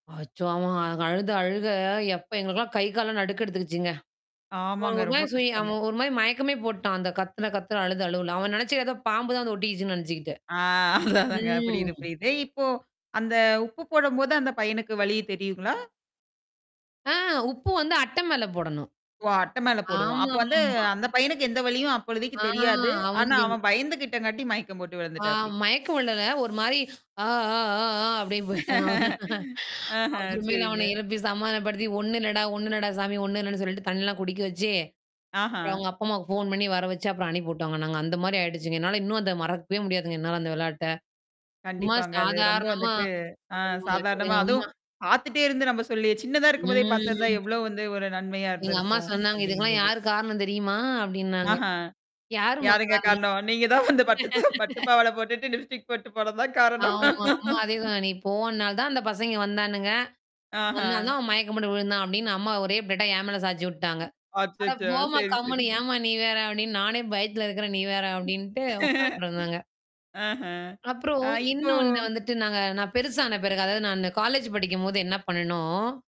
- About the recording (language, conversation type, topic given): Tamil, podcast, நண்பர்களுடன் விளையாடிய போது உங்களுக்கு மிகவும் பிடித்த ஒரு நினைவை பகிர முடியுமா?
- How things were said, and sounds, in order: other background noise; laughing while speaking: "ஆ அதுதான்ங்க"; drawn out: "ம்"; mechanical hum; distorted speech; drawn out: "ஆ"; static; laughing while speaking: "அப்டின்னு போய்ட்டான்"; chuckle; tapping; drawn out: "ம்"; laughing while speaking: "நீ தான் வந்து பட்டுச் சட்ட … போனது தான் காரணம்"; laugh; in another language: "லிப்ஸ்டிக்"; in another language: "பிளேட்டா"; chuckle